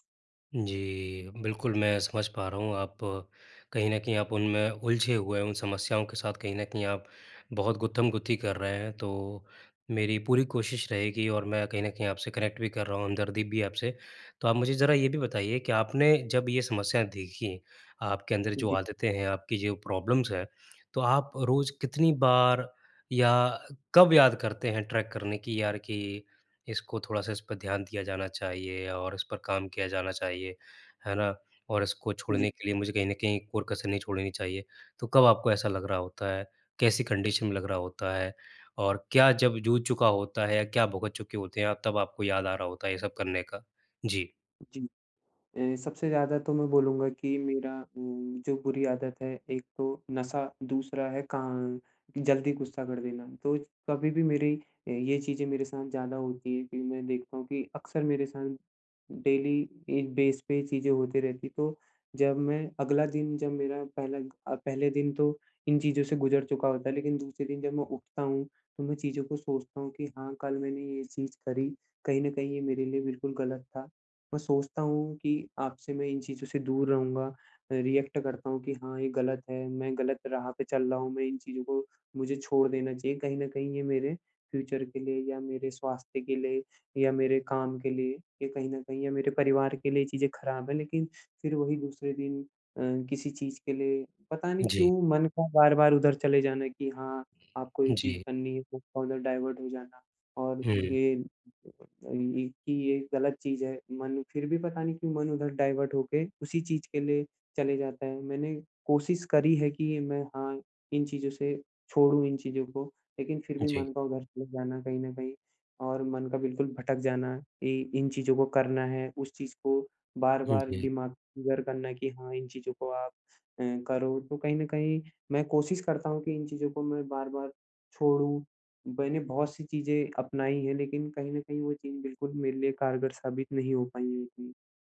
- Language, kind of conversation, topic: Hindi, advice, आदतों में बदलाव
- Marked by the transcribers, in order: in English: "कनेक्ट"; in English: "प्रॉब्लम्स"; in English: "ट्रैक"; "कोई" said as "कोर"; in English: "कंडीशन"; in English: "डेली"; in English: "बेस"; in English: "रिएक्ट"; in English: "फ्यूचर"; in English: "डाइवर्ट"; in English: "डाइवर्ट"